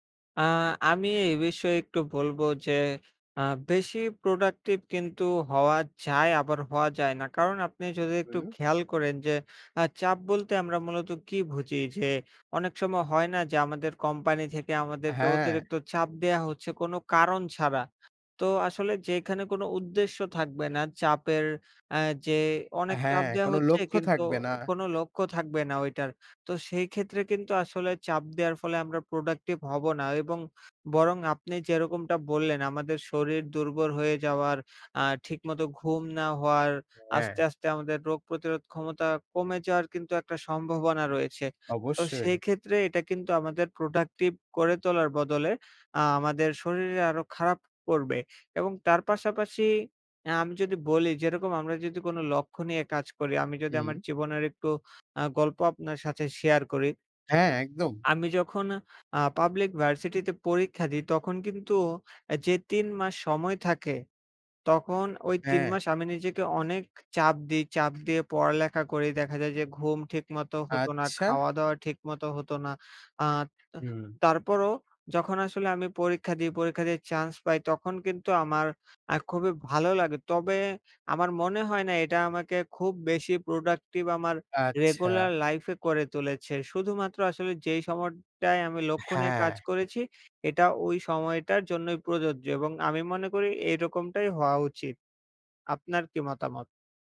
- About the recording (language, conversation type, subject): Bengali, unstructured, নিজের ওপর চাপ দেওয়া কখন উপকার করে, আর কখন ক্ষতি করে?
- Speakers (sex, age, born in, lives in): male, 20-24, Bangladesh, Bangladesh; male, 20-24, Bangladesh, Bangladesh
- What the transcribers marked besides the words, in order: other background noise; tapping